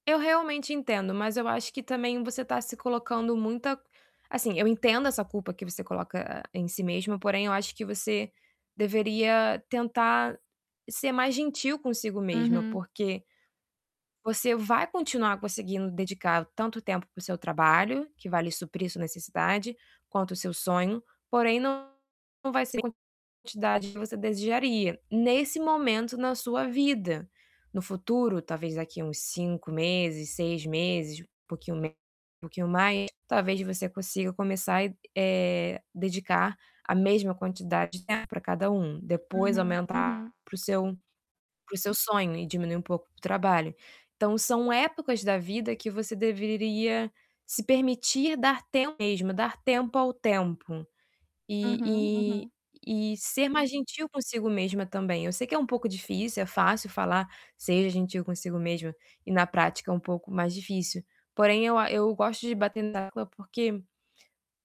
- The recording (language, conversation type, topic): Portuguese, advice, Como posso organizar melhor meu tempo e minhas prioridades diárias?
- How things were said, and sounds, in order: static; distorted speech; tapping; other background noise